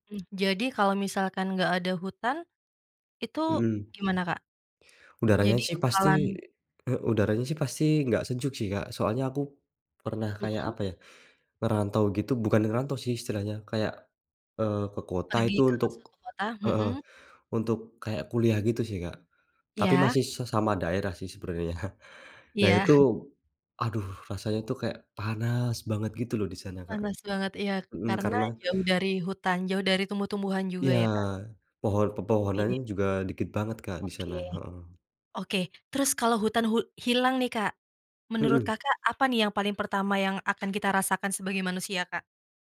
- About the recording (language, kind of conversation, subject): Indonesian, podcast, Menurutmu, mengapa hutan penting bagi kita?
- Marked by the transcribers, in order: other background noise; laughing while speaking: "sebenarnya"